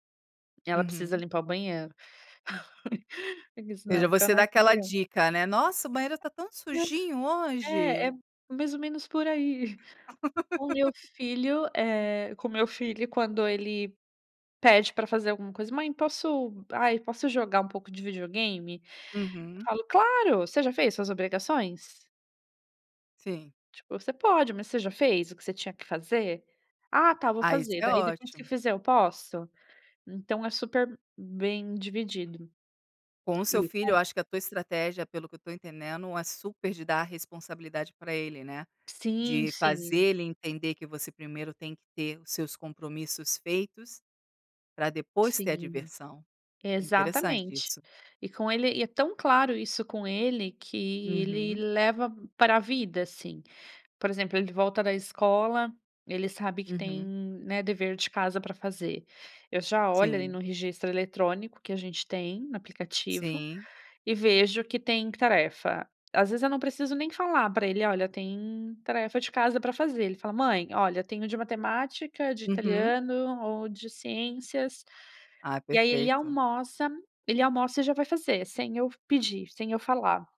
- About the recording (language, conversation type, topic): Portuguese, podcast, Como dividir as tarefas domésticas com a família ou colegas?
- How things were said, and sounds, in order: tapping; laugh; unintelligible speech; chuckle; laugh